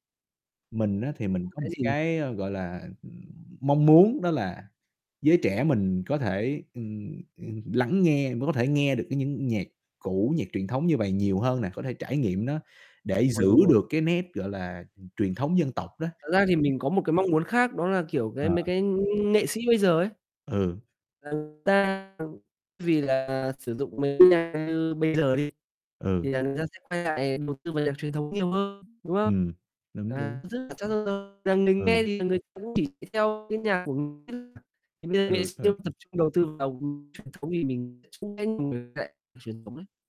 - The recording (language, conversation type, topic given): Vietnamese, unstructured, Âm nhạc truyền thống có còn quan trọng trong thế giới hiện đại không?
- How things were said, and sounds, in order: other background noise; distorted speech; other noise; tapping; mechanical hum; static; unintelligible speech; unintelligible speech; unintelligible speech